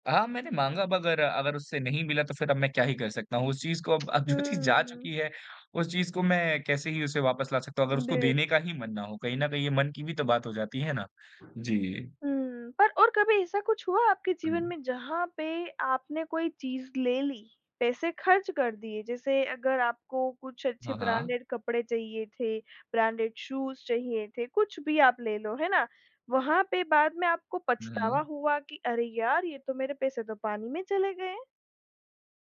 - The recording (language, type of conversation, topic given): Hindi, podcast, पैसे बचाने और खर्च करने के बीच आप फैसला कैसे करते हैं?
- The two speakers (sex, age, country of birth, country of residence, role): female, 25-29, India, India, host; male, 20-24, India, India, guest
- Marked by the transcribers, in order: tapping; laughing while speaking: "जो चीज़"; other background noise; in English: "ब्रांडेड"; in English: "ब्रांडेड शूज़"